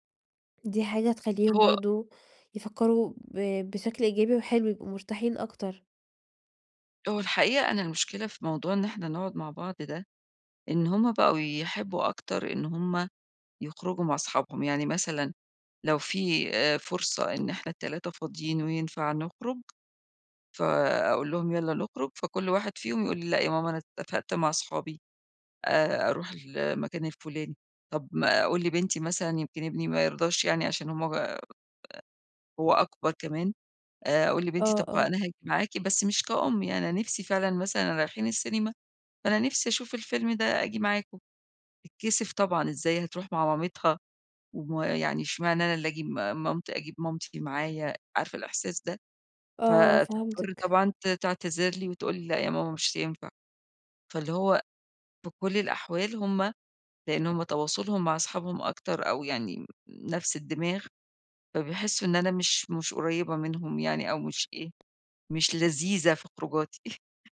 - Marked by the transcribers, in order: unintelligible speech; tapping; stressed: "لذيذة"; chuckle
- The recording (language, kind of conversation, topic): Arabic, advice, إزاي أتعامل مع ضعف التواصل وسوء الفهم اللي بيتكرر؟